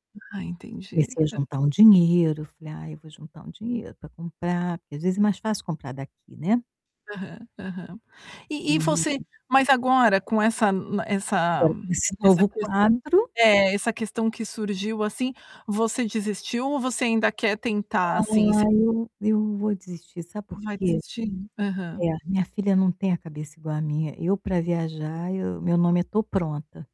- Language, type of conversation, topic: Portuguese, advice, Como posso lidar com a ansiedade ao tomar decisões importantes com consequências incertas?
- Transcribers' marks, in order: static; tapping; distorted speech